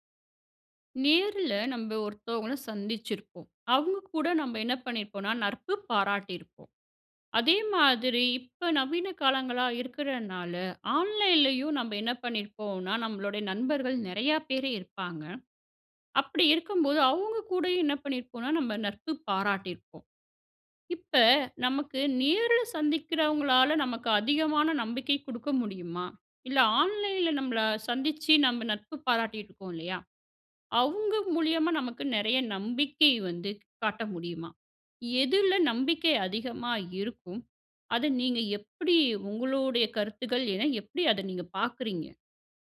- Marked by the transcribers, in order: "நட்பு" said as "நர்பு"; "நட்பு" said as "நர்பு"
- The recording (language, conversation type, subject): Tamil, podcast, நேரில் ஒருவரை சந்திக்கும் போது உருவாகும் நம்பிக்கை ஆன்லைனில் எப்படி மாறுகிறது?